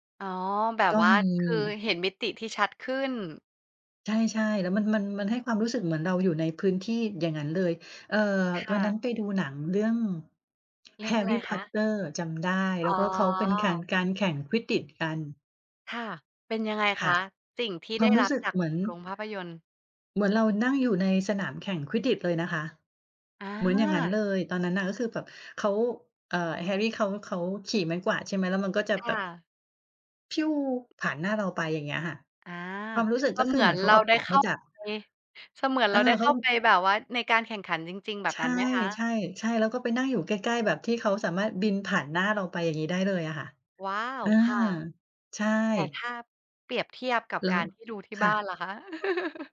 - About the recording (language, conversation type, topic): Thai, podcast, การดูหนังในโรงกับดูที่บ้านต่างกันยังไงสำหรับคุณ?
- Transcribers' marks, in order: chuckle